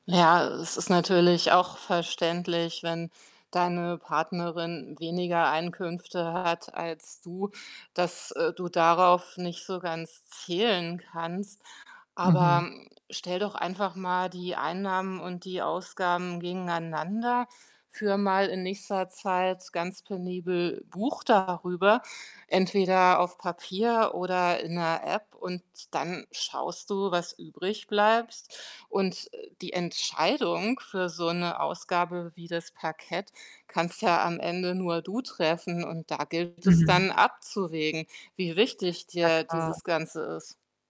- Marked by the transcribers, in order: static; other background noise; distorted speech; mechanical hum
- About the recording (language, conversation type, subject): German, advice, Soll ich für einen großen Kauf sparen oder das Geld lieber jetzt ausgeben?